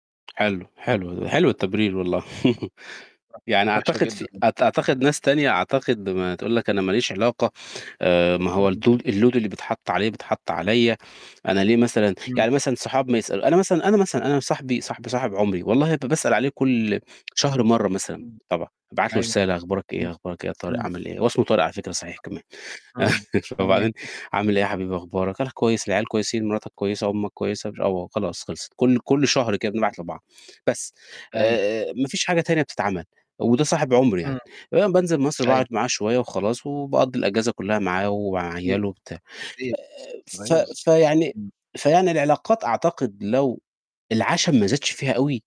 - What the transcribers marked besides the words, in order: laugh; unintelligible speech; in English: "الload"; tapping; unintelligible speech; chuckle; unintelligible speech
- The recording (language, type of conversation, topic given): Arabic, unstructured, هل ممكن العلاقة تكمل بعد ما الثقة تضيع؟